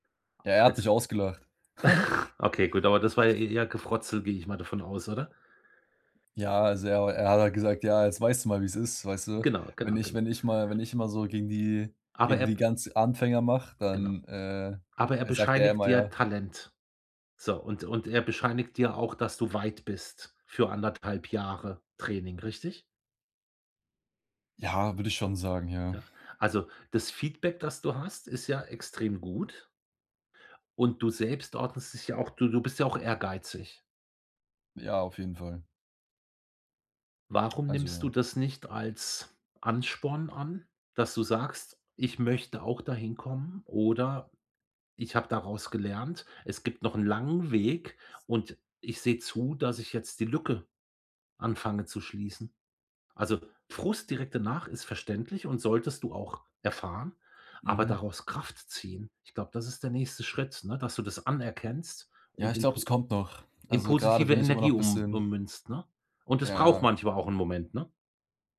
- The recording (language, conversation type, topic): German, advice, Wie gehe ich mit Frustration nach Misserfolgen oder langsamen Fortschritten um?
- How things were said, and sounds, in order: chuckle; giggle; other background noise